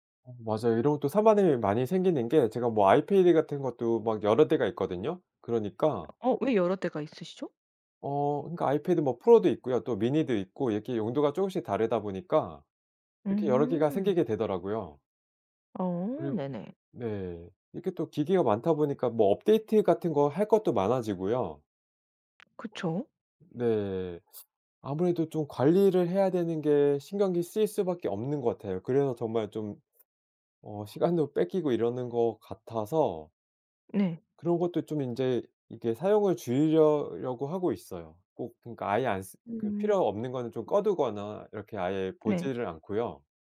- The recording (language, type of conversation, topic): Korean, podcast, 디지털 기기로 인한 산만함을 어떻게 줄이시나요?
- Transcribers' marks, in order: other background noise